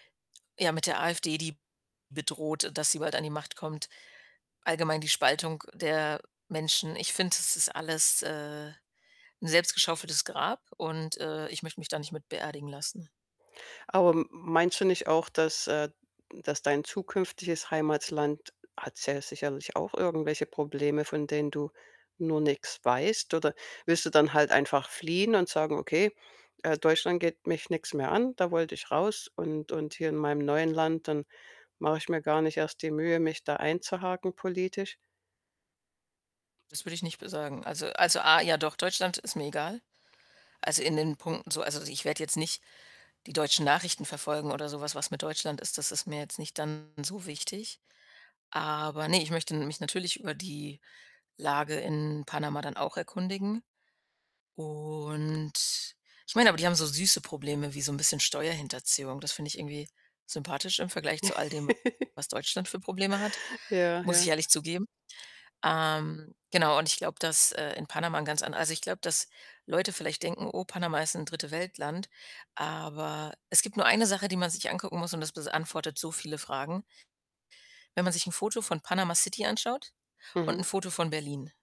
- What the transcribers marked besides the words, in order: other background noise; distorted speech; static; drawn out: "Und"; giggle; "beantwortet" said as "besantwortet"
- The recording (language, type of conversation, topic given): German, podcast, Wie hast du dich entschieden, in eine neue Stadt zu ziehen?